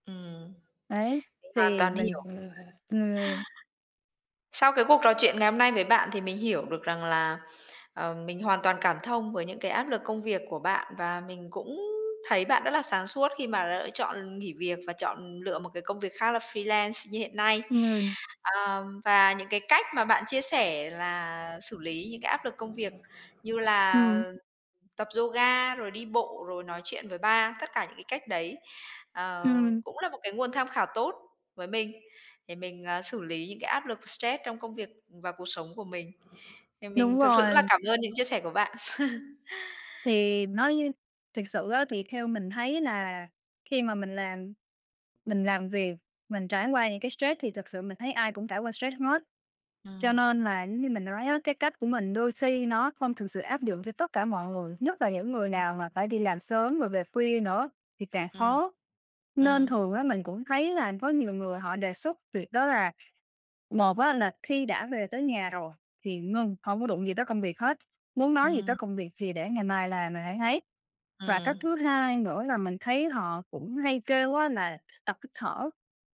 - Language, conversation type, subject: Vietnamese, podcast, Bạn xử lý áp lực và căng thẳng trong cuộc sống như thế nào?
- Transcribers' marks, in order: other noise; unintelligible speech; unintelligible speech; in English: "freelance"; other background noise; tapping; chuckle